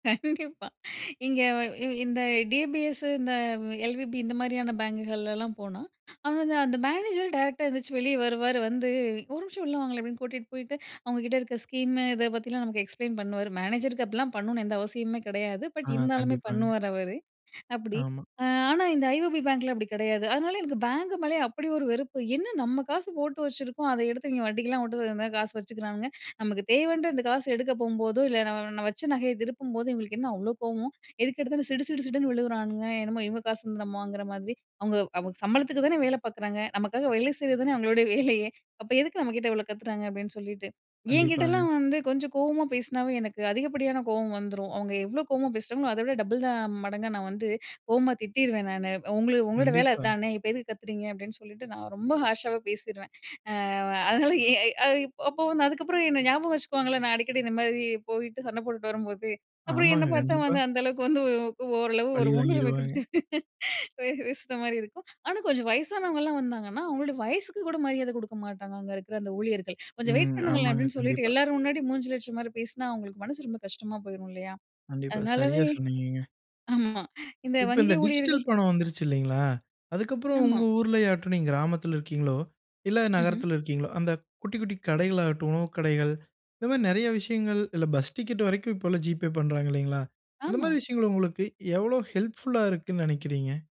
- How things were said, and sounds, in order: laughing while speaking: "கண்டிப்பா!"; in English: "டி பி எஸ்"; in English: "எல்.வி.பி"; in English: "மேனேஜர் டைரக்ட்டா"; in English: "ஸ்கீம்"; in English: "எக்ஸ்ப்ளைன்"; in English: "மேனேஜருக்கு"; in English: "பட்"; in English: "ஐ.ஓ.பி பேங்க்ல"; laughing while speaking: "அவங்களுடைய வேலையே"; in English: "டபுள் த"; in English: "ஹார்ஷாவே"; other background noise; laughing while speaking: "ஒரு முன்னுரிமை கொடுத்து பே பேசுற மாதிரி இருக்கும்"; chuckle; in English: "டிஜிட்டல்"; in English: "ஜி.பே"; in English: "ஹெல்ப்ஃபுல்லா"
- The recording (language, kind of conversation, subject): Tamil, podcast, டிஜிட்டல் பணம் உங்கள் வாழ்க்கையை எப்படிச் சுலபமாக மாற்றியது?